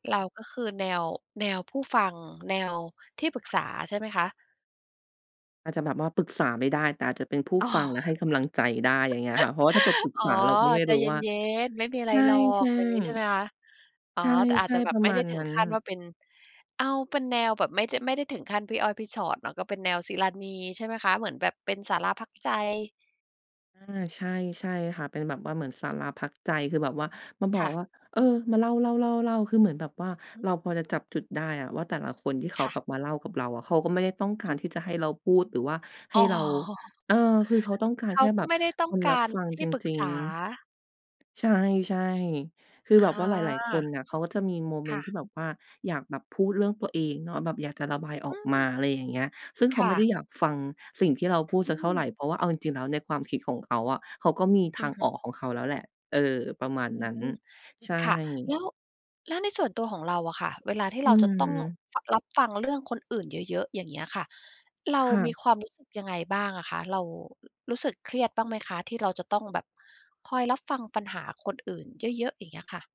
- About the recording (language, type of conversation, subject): Thai, podcast, มีวิธีเล็กๆ อะไรบ้างที่ช่วยให้คนไว้ใจคุณมากขึ้น?
- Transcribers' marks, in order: laughing while speaking: "อ๋อ"; chuckle; tapping; laughing while speaking: "อ๋อ"